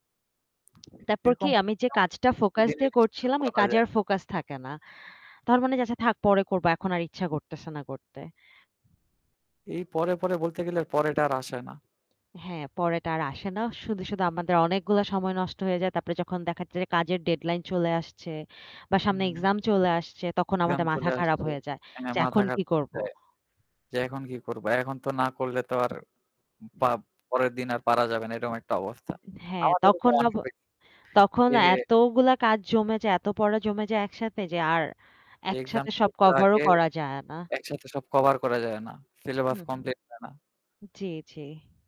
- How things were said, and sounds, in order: other background noise; tapping; unintelligible speech; distorted speech; static
- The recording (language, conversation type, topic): Bengali, unstructured, আপনি কীভাবে প্রযুক্তি থেকে দূরে সময় কাটান?
- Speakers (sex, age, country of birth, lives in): female, 20-24, Bangladesh, Bangladesh; male, 25-29, Bangladesh, Bangladesh